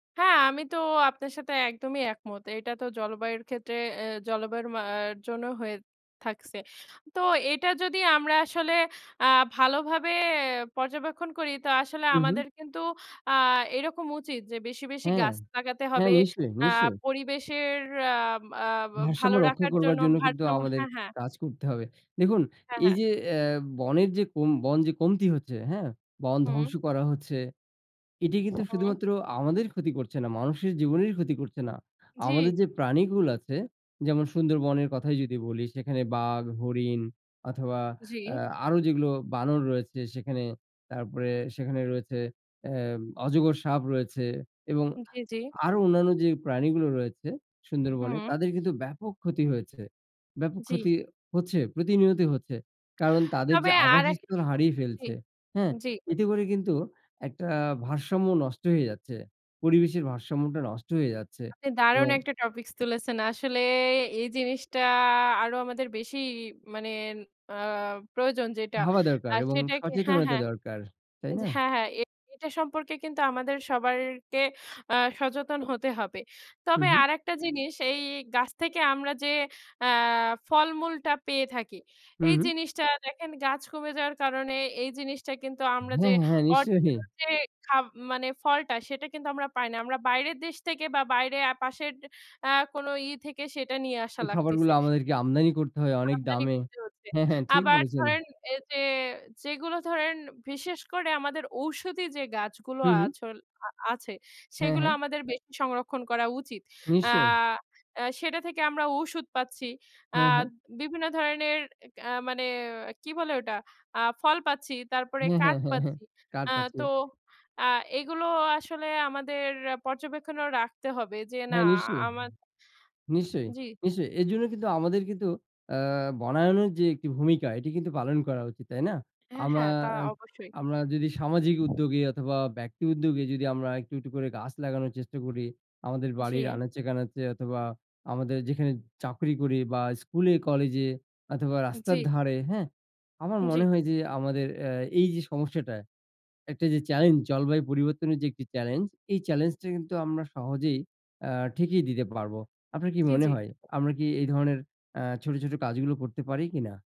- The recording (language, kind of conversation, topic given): Bengali, unstructured, বনভূমি কমে গেলে পরিবেশে কী প্রভাব পড়ে?
- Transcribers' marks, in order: tapping; other background noise